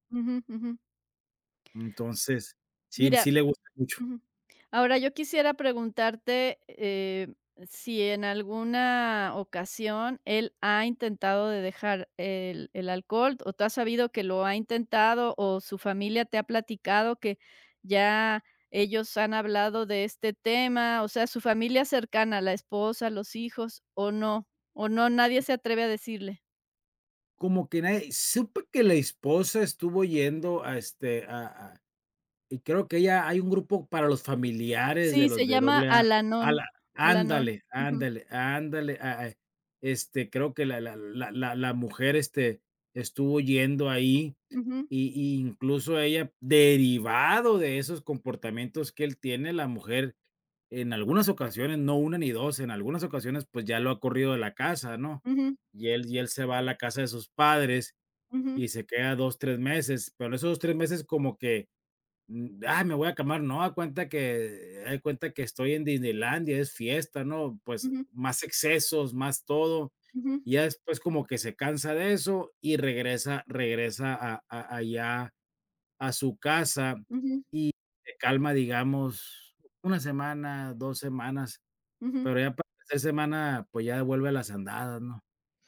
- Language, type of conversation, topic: Spanish, advice, ¿Cómo puedo hablar con un amigo sobre su comportamiento dañino?
- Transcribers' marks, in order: other background noise